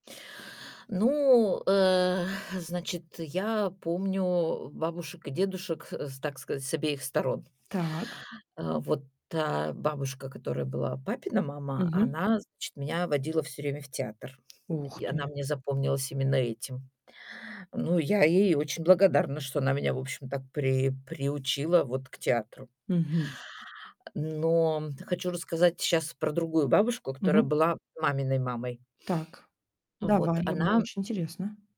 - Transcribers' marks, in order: tapping; distorted speech; other background noise; other noise
- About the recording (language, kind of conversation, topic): Russian, podcast, Какая роль бабушек и дедушек в вашей семье?